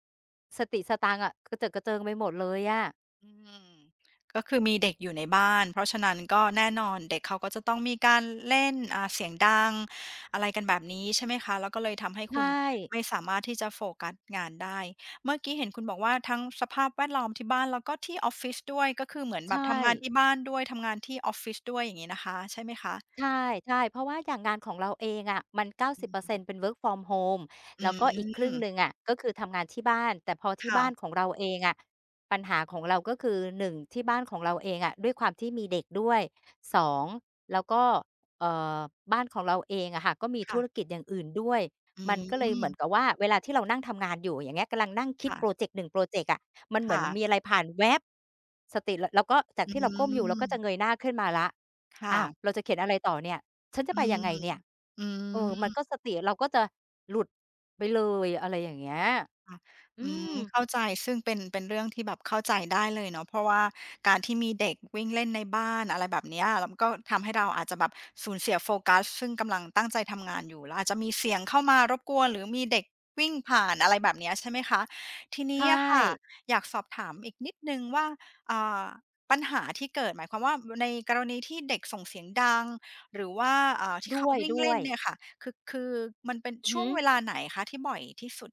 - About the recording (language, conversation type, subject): Thai, advice, สภาพแวดล้อมที่บ้านหรือที่ออฟฟิศทำให้คุณโฟกัสไม่ได้อย่างไร?
- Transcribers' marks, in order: tapping; other background noise; drawn out: "อืม"; in English: "work from home"; drawn out: "อืม"; drawn out: "อืม"; drawn out: "อืม"; drawn out: "อืม"; stressed: "เงี้ย"